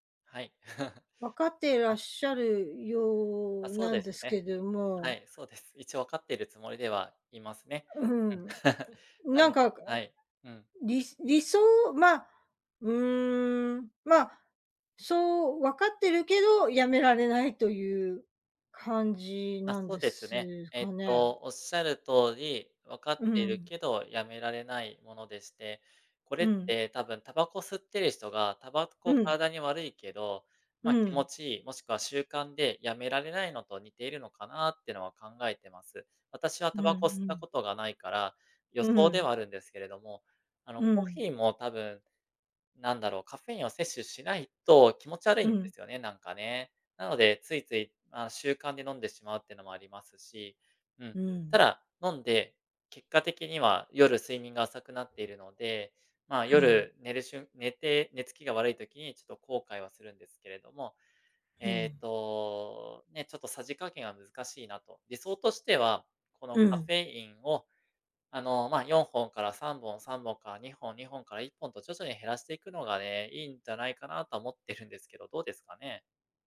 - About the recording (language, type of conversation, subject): Japanese, advice, カフェインや昼寝が原因で夜の睡眠が乱れているのですが、どうすれば改善できますか？
- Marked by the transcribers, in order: chuckle; chuckle; other background noise; laughing while speaking: "思ってるんですけど"